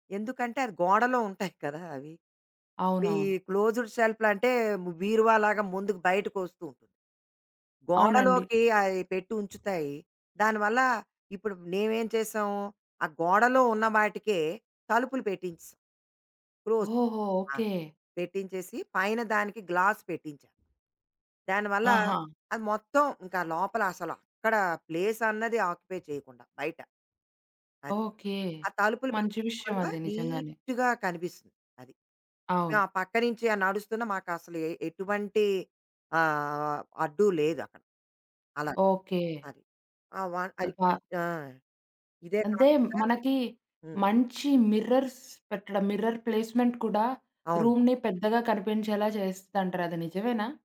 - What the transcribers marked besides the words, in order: chuckle; in English: "క్లోజ్డ్"; in English: "క్లోస్"; in English: "గ్లాస్"; in English: "ప్లేస్"; in English: "ఆక్యుపై"; in English: "నీట్‌గా"; stressed: "నీట్‌గా"; in English: "మిర్రర్స్"; in English: "మిర్రర్ ప్లేస్మెంట్"; in English: "రూమ్‌ని"
- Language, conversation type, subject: Telugu, podcast, ఒక చిన్న గదిని పెద్దదిగా కనిపించేలా చేయడానికి మీరు ఏ చిట్కాలు పాటిస్తారు?